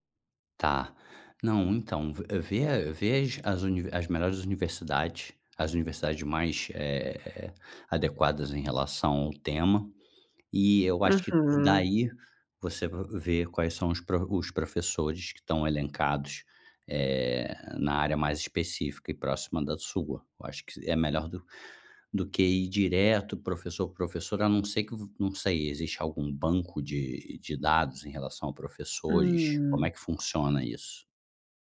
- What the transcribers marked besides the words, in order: none
- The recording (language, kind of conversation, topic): Portuguese, advice, Como você lida com a procrastinação frequente em tarefas importantes?